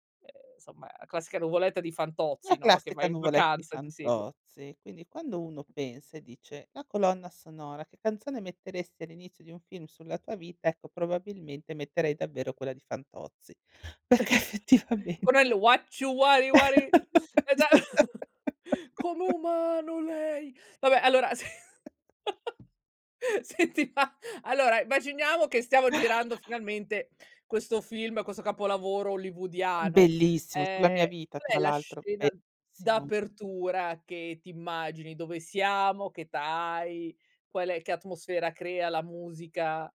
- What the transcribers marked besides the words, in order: other background noise; chuckle; "Quello" said as "queno"; singing: "uacci uari uari"; chuckle; laughing while speaking: "eh già"; put-on voice: "com'è umano lei"; tapping; laughing while speaking: "perché effettivame"; laugh; unintelligible speech; laughing while speaking: "sì. Senti ma"; chuckle; "verissimo" said as "vessimo"
- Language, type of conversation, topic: Italian, podcast, Che canzone sceglieresti per la scena iniziale di un film sulla tua vita?